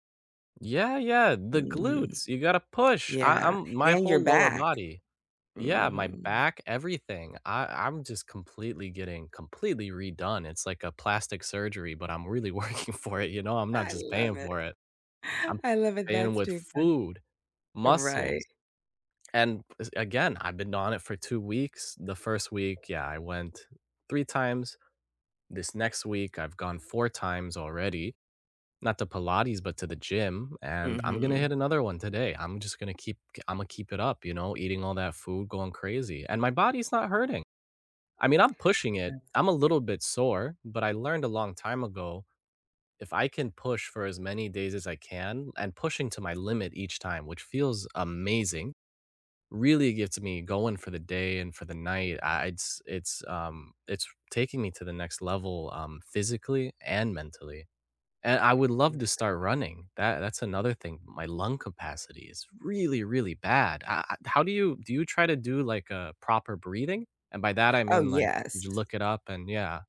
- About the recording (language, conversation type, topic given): English, unstructured, What is a small joy that made your week?
- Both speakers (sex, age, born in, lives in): female, 40-44, United States, United States; male, 25-29, United States, United States
- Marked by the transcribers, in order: laughing while speaking: "working for it"; stressed: "really"